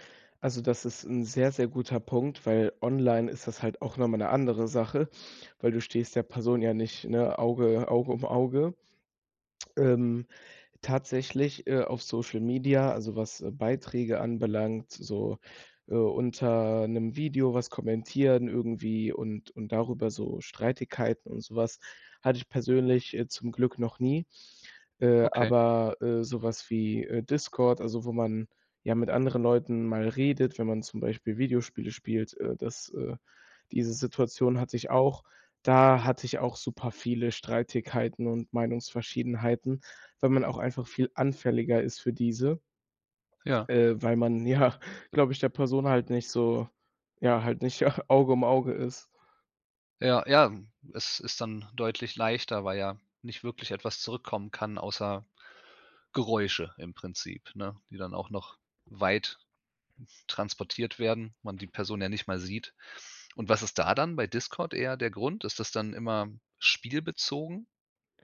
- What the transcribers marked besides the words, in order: chuckle; other background noise
- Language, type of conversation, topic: German, podcast, Wie gehst du mit Meinungsverschiedenheiten um?